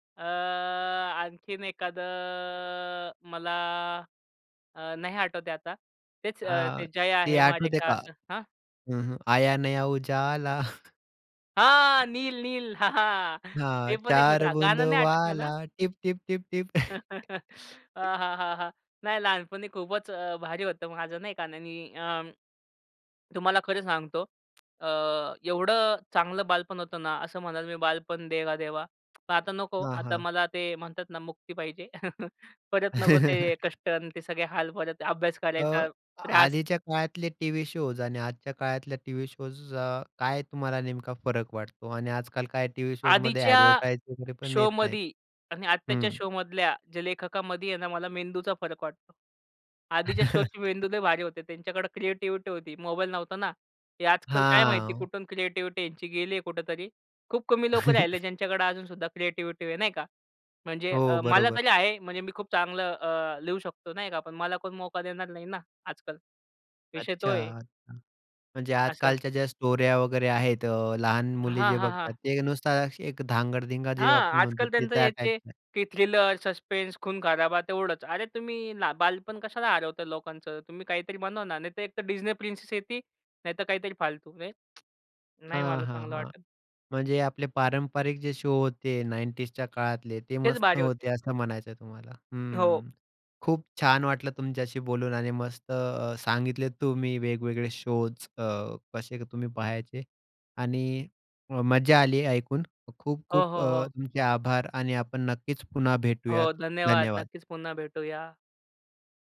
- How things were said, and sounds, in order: drawn out: "अ, आणखीन एखादं अ, मला"; in Hindi: "आया नया उजाला"; singing: "आया नया उजाला"; chuckle; joyful: "हां, नील, नील. हां, हां … नाही आठवत म्हणा"; other noise; in Hindi: "चार बुंदो वाला"; singing: "चार बुंदो वाला"; laugh; chuckle; other background noise; chuckle; chuckle; in English: "क्रिएटिविटी"; in English: "क्रिएटिविटी"; drawn out: "हां"; chuckle; in English: "क्रिएटिविटी"; in Hindi: "मौका"; in English: "स्टोऱ्या"; in English: "टाइपच"; in English: "थ्रिलर, सस्पेंस"; in English: "प्रिन्सेस"; tsk
- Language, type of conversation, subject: Marathi, podcast, बालपणी तुमचा आवडता दूरदर्शनवरील कार्यक्रम कोणता होता?